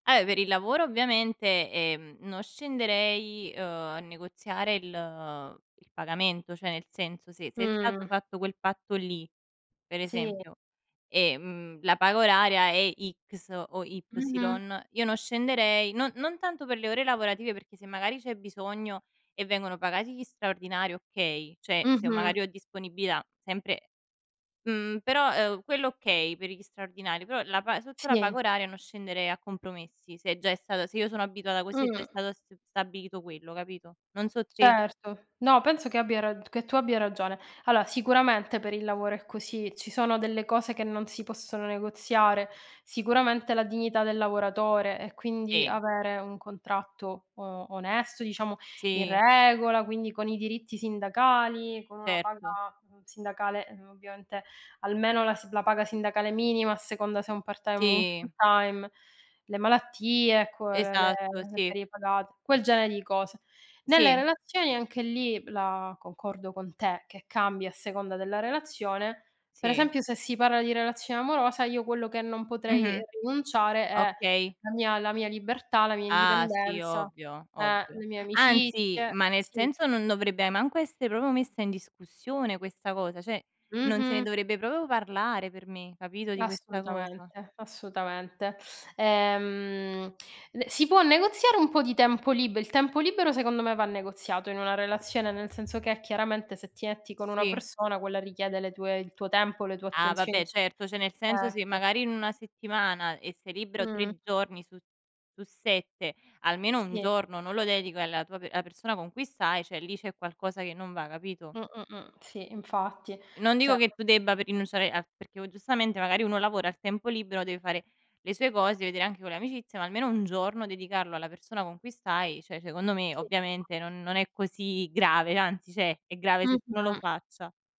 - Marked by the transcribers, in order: "cioè" said as "ceh"; "cioè" said as "ceh"; "Allora" said as "aloa"; in English: "full-time"; "proprio" said as "propo"; "cioè" said as "ceh"; "proprio" said as "propo"; teeth sucking; tapping; "cioè" said as "ceh"; "cioè" said as "ceh"; "Cioè" said as "ceh"; other background noise; "cioè" said as "ceh"; "cioè" said as "ceh"
- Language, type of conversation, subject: Italian, unstructured, Qual è la cosa più difficile da negoziare, secondo te?